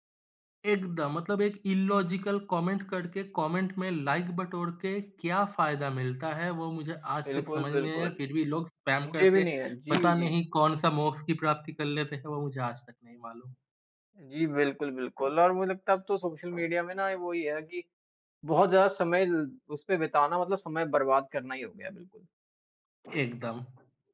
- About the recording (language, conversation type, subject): Hindi, unstructured, क्या सोशल मीडिया ने आपके दैनिक जीवन को प्रभावित किया है?
- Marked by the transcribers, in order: in English: "इल्लॉजिकल"; tapping; other background noise